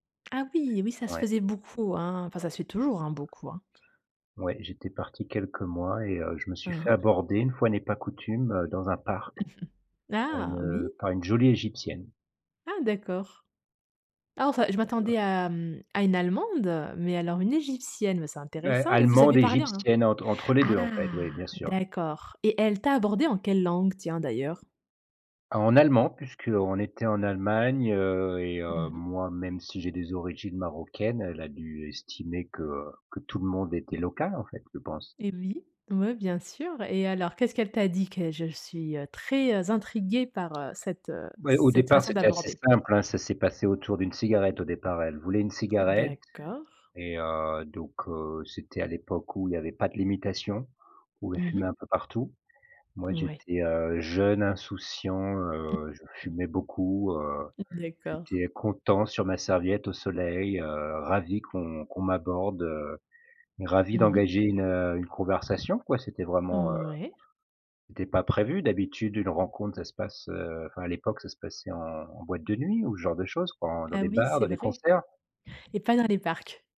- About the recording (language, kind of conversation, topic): French, podcast, Peux-tu raconter une rencontre imprévue qui a changé ton séjour ?
- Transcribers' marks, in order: other background noise; tapping; chuckle; other noise; drawn out: "ah"